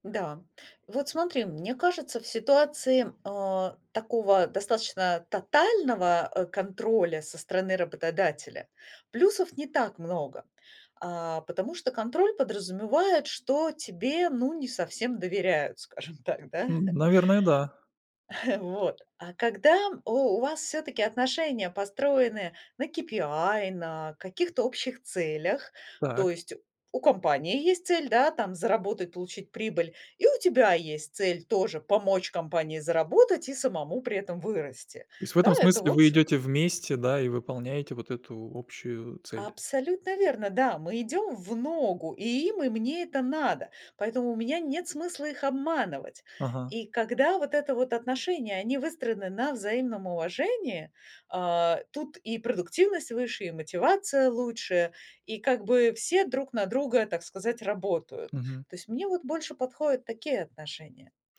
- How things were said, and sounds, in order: laughing while speaking: "скажем так"; chuckle; tapping
- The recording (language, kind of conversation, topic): Russian, podcast, Что вы думаете о гибком графике и удалённой работе?